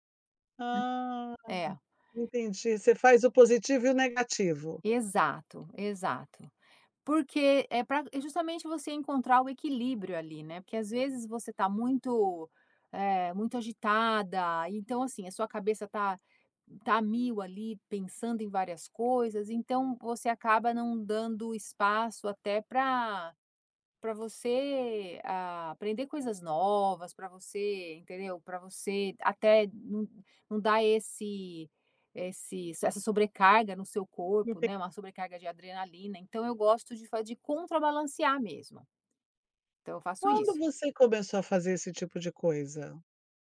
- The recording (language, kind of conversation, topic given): Portuguese, podcast, Como você encaixa o autocuidado na correria do dia a dia?
- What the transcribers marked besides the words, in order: tapping